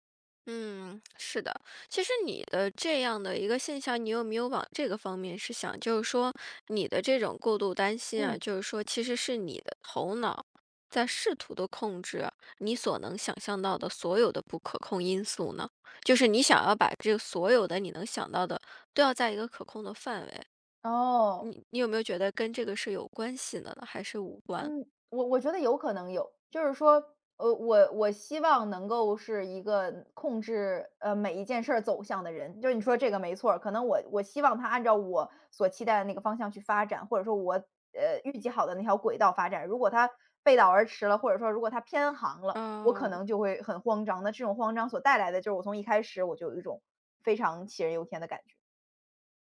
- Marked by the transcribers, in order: "去" said as "试"
- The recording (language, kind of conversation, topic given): Chinese, advice, 我想停止过度担心，但不知道该从哪里开始，该怎么办？